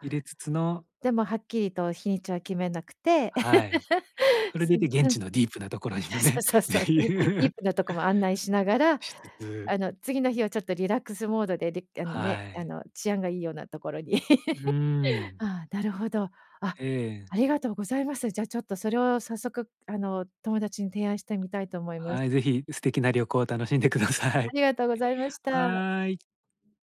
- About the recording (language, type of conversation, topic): Japanese, advice, 旅行の計画をうまく立てるには、どこから始めればよいですか？
- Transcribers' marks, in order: laugh; laughing while speaking: "いや、そう そう そう"; laughing while speaking: "所にもねっていう"; chuckle; tapping; laugh; laughing while speaking: "楽しんでください"